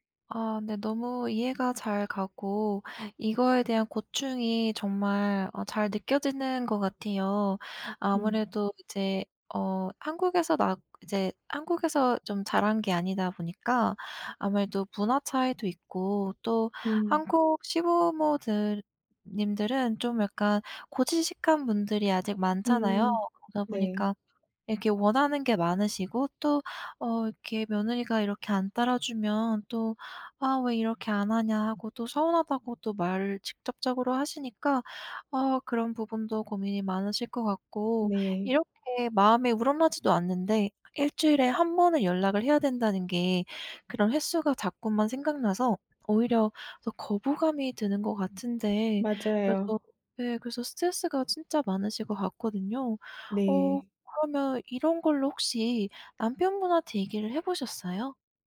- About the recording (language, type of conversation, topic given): Korean, advice, 결혼이나 재혼으로 생긴 새 가족과의 갈등을 어떻게 해결하면 좋을까요?
- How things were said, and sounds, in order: other background noise